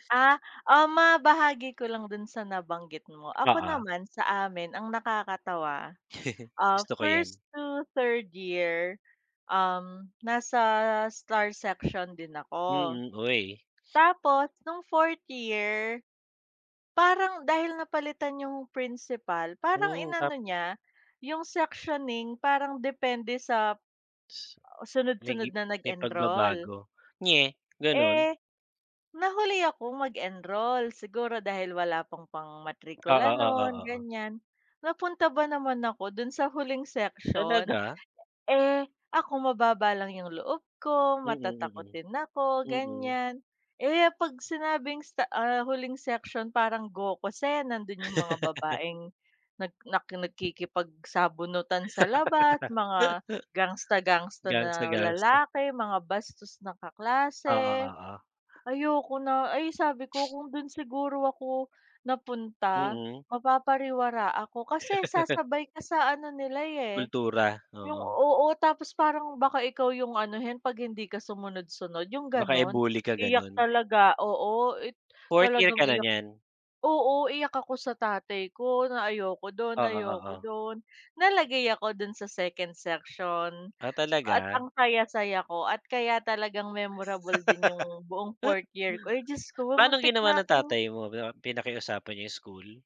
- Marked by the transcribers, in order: laugh; wind; laugh; laugh; laugh; laugh
- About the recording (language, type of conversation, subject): Filipino, unstructured, Ano ang paborito mong asignatura at bakit?